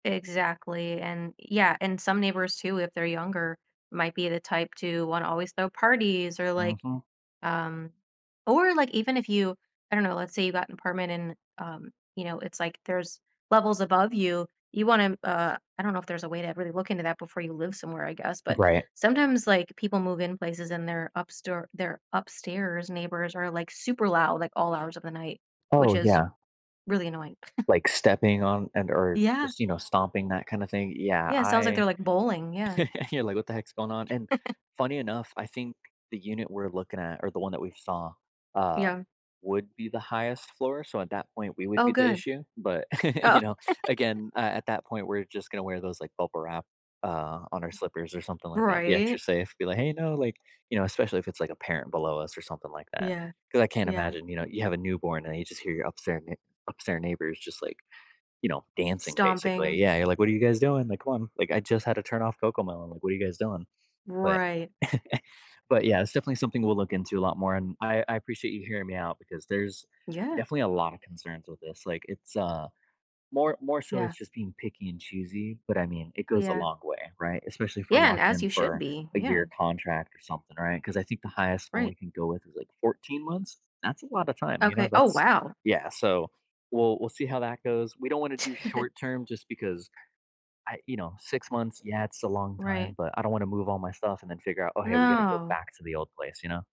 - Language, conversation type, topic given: English, advice, How can I decide whether to make a big life change?
- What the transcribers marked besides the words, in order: chuckle; laugh; other background noise; chuckle; chuckle; laughing while speaking: "Oh"; chuckle; chuckle; chuckle